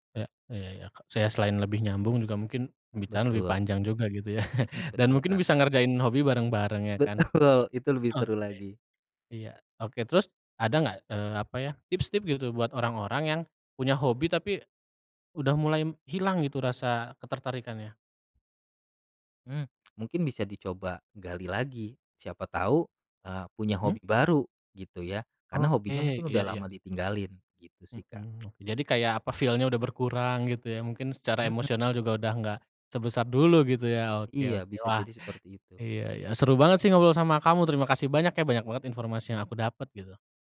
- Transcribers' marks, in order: other background noise; chuckle; laughing while speaking: "Betul"; tsk; in English: "feel-nya"
- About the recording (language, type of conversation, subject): Indonesian, podcast, Bisa ceritakan bagaimana kamu mulai tertarik dengan hobi ini?